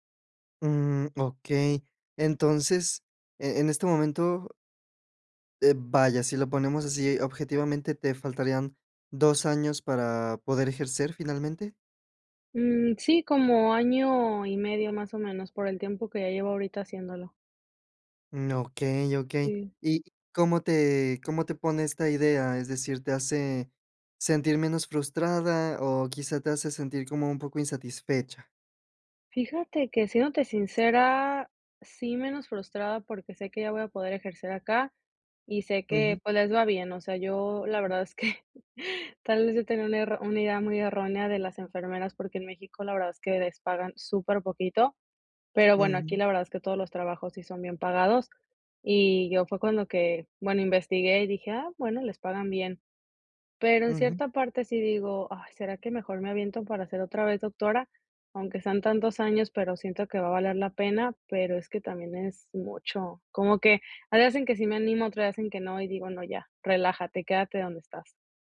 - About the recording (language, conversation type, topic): Spanish, advice, ¿Cómo puedo recuperar mi resiliencia y mi fuerza después de un cambio inesperado?
- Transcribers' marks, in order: laughing while speaking: "que"